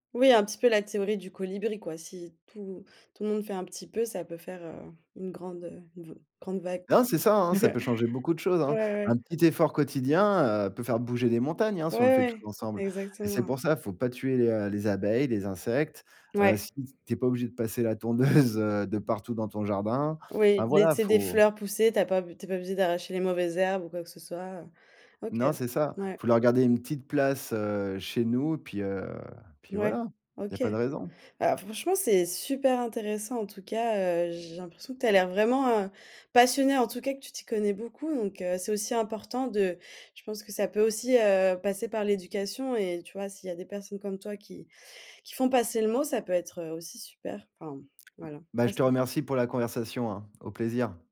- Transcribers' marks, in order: chuckle; chuckle; stressed: "passionnée"; tapping
- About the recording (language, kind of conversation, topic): French, podcast, Comment peut-on protéger les abeilles, selon toi ?